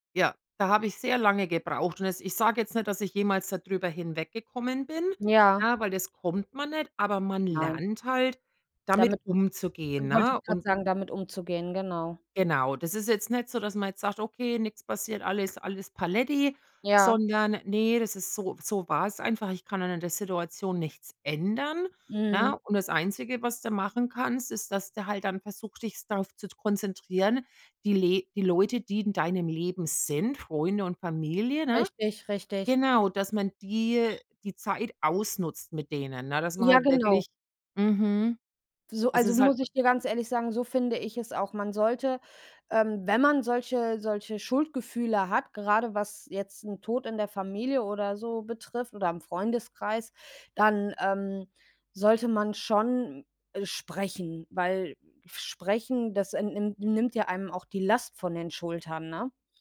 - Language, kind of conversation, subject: German, unstructured, Wie kann man mit Schuldgefühlen nach einem Todesfall umgehen?
- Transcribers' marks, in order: none